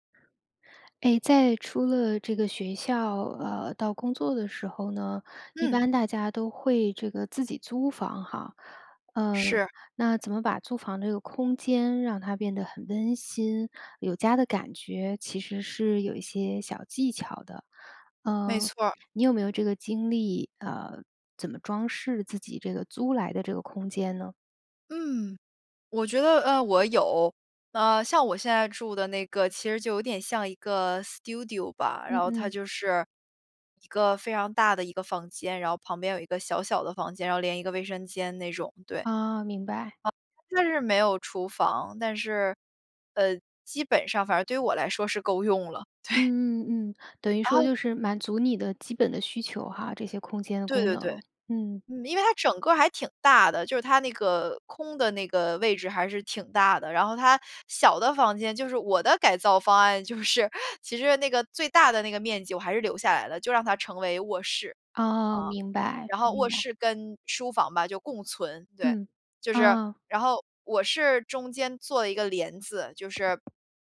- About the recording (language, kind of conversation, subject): Chinese, podcast, 有哪些简单的方法能让租来的房子更有家的感觉？
- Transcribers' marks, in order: in English: "Studio"; laughing while speaking: "对"; laughing while speaking: "就是"; other background noise